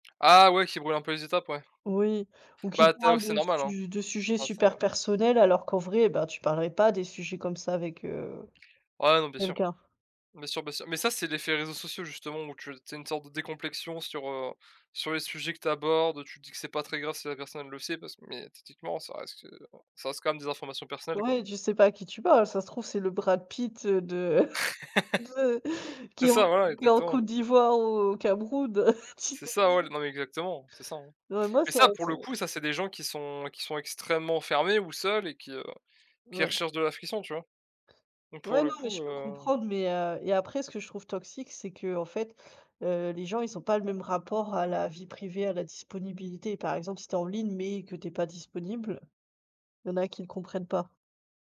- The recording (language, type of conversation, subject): French, unstructured, Les réseaux sociaux facilitent-ils ou compliquent-ils les relations interpersonnelles ?
- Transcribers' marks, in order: "techniquement" said as "tetiquement"; laugh; chuckle; chuckle; unintelligible speech